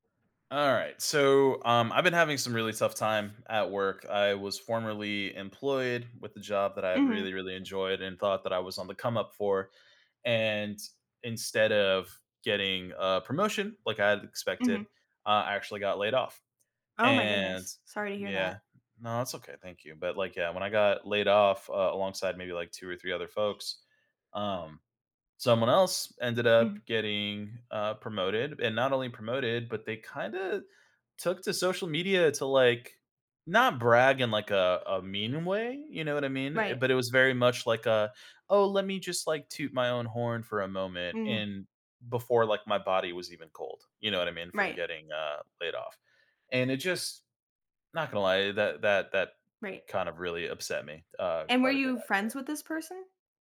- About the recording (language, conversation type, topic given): English, advice, How can I improve my chances for the next promotion?
- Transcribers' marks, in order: other background noise; tapping; put-on voice: "Oh, let me"